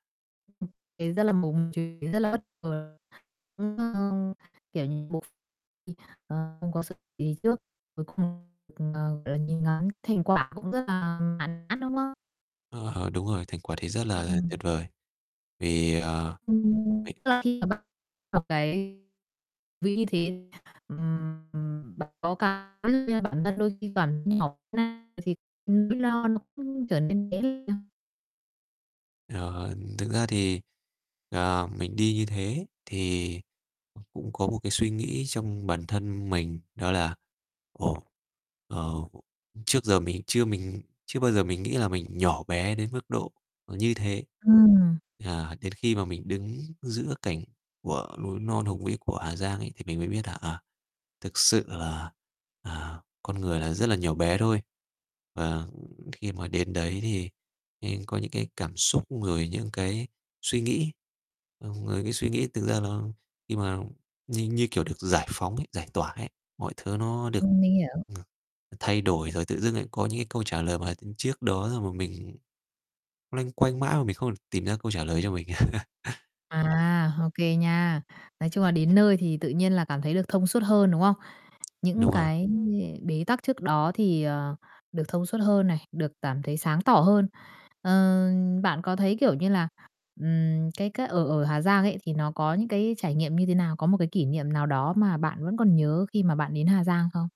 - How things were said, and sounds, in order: unintelligible speech; distorted speech; unintelligible speech; unintelligible speech; static; unintelligible speech; unintelligible speech; unintelligible speech; unintelligible speech; other background noise; horn; tapping; laugh; unintelligible speech
- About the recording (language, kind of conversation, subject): Vietnamese, podcast, Bạn có thể kể về một trải nghiệm với thiên nhiên đã thay đổi bạn không?